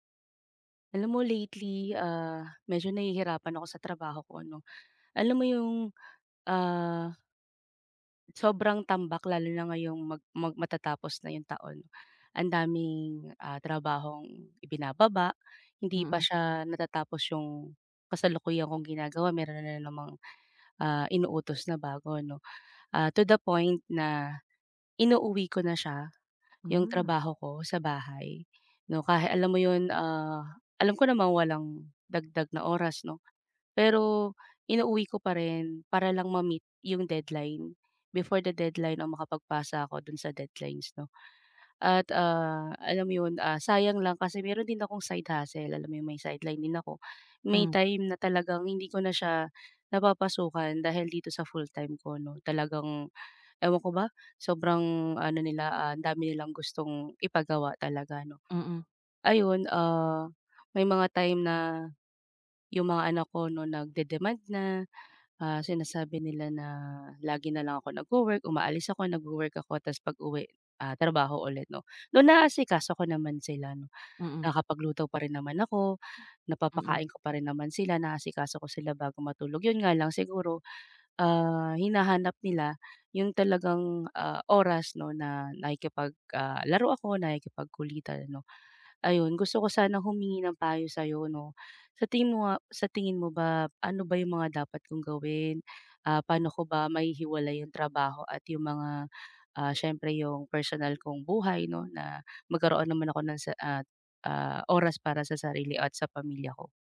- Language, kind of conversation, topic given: Filipino, advice, Paano ko malinaw na maihihiwalay ang oras para sa trabaho at ang oras para sa personal na buhay ko?
- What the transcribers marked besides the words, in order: tapping